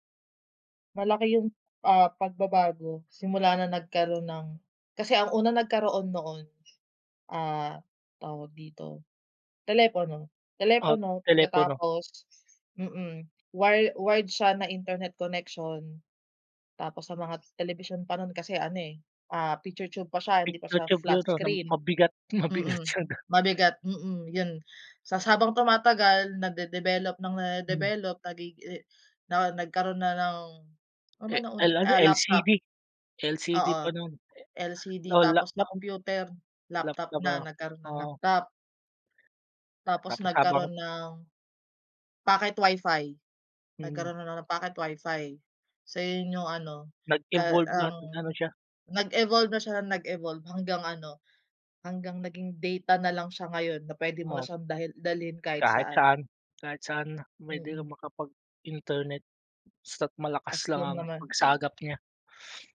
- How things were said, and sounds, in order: laughing while speaking: "mabigat sa da"; other background noise; wind
- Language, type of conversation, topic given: Filipino, unstructured, Alin ang mas pipiliin mo: walang internet o walang telebisyon?
- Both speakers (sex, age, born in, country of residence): female, 30-34, Philippines, Philippines; male, 45-49, Philippines, Philippines